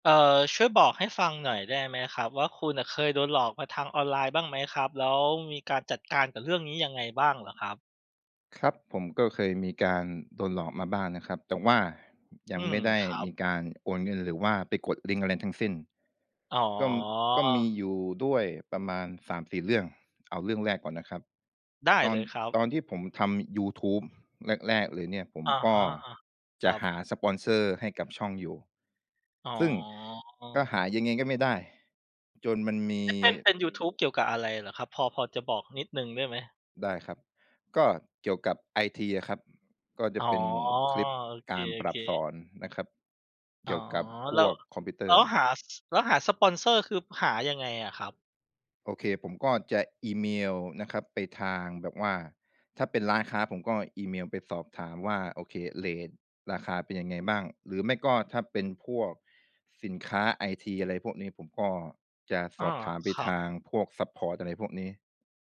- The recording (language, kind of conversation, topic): Thai, podcast, คุณเคยโดนหลอกลวงออนไลน์ไหม แล้วจัดการกับมันยังไง?
- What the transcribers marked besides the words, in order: other background noise; tapping